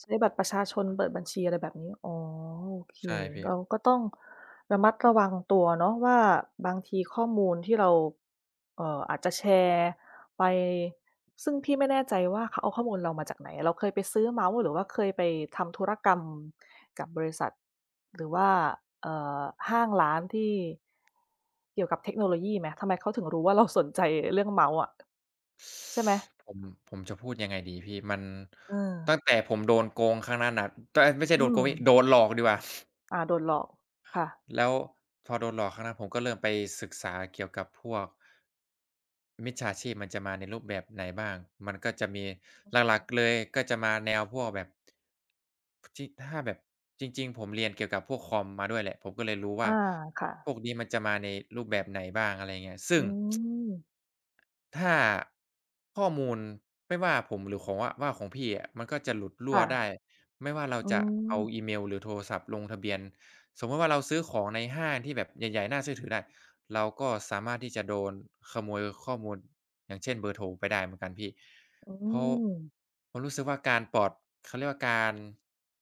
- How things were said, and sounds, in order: other noise; sniff; tsk
- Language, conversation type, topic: Thai, unstructured, คุณคิดว่าข้อมูลส่วนตัวของเราปลอดภัยในโลกออนไลน์ไหม?
- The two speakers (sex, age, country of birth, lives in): female, 30-34, Thailand, United States; male, 20-24, Thailand, Thailand